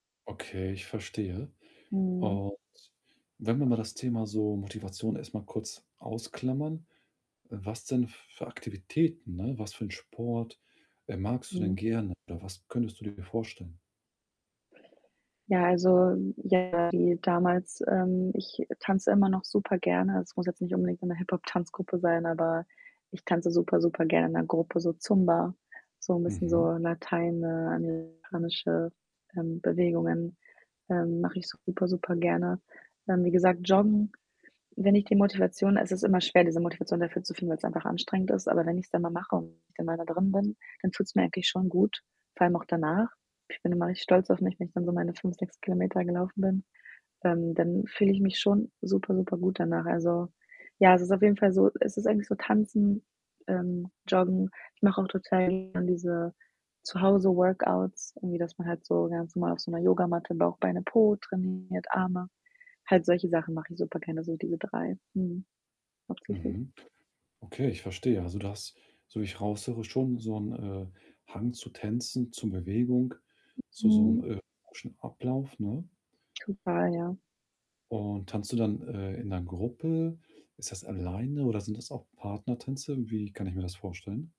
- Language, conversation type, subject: German, advice, Wie finde ich trotz Zeitmangel und Müdigkeit Motivation, mich zu bewegen?
- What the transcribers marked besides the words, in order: static; distorted speech; other background noise; unintelligible speech